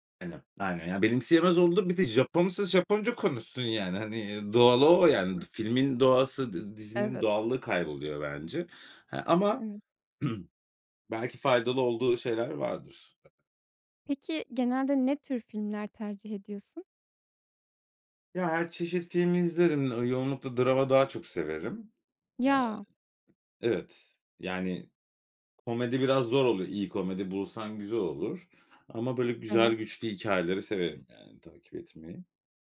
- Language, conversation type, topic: Turkish, podcast, Dublaj mı yoksa altyazı mı tercih ediyorsun, neden?
- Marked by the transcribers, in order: throat clearing; other background noise